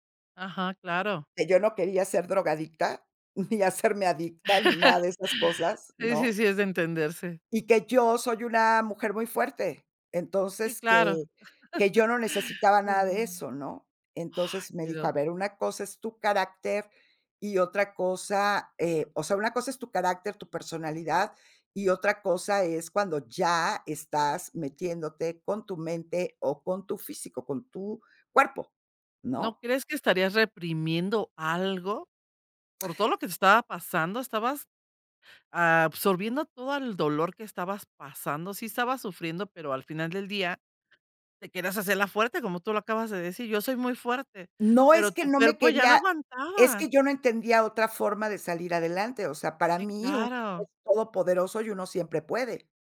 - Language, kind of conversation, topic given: Spanish, podcast, ¿Cuándo decides pedir ayuda profesional en lugar de a tus amigos?
- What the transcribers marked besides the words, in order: laugh; chuckle; other background noise